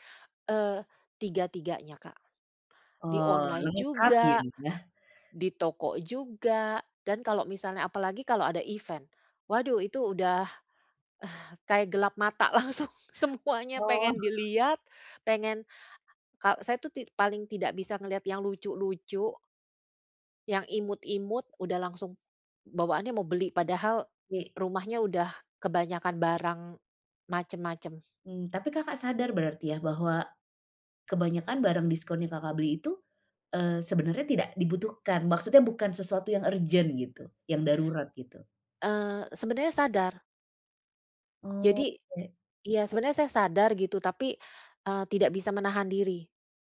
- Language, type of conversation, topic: Indonesian, advice, Mengapa saya selalu tergoda membeli barang diskon padahal sebenarnya tidak membutuhkannya?
- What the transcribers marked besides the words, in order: in English: "event"; chuckle; laughing while speaking: "langsung semuanya"; other background noise